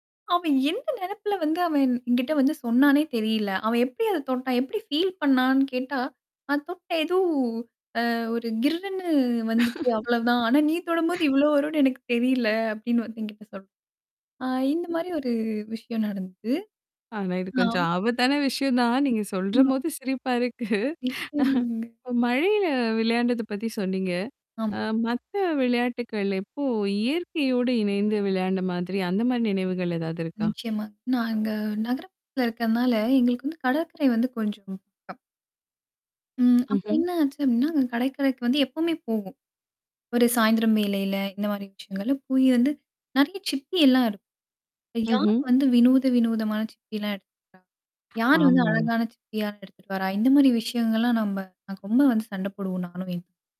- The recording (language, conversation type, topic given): Tamil, podcast, குழந்தைப் பருவத்தில் இயற்கையுடன் உங்கள் தொடர்பு எப்படி இருந்தது?
- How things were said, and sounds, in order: static; in English: "பீல்"; laugh; other background noise; distorted speech; laughing while speaking: "ஆனா, இது கொஞ்சம் ஆபத்தான விஷயம் தான், நீங்க சொல்றபோது சிரிப்பா இருக்கு"; unintelligible speech; unintelligible speech; unintelligible speech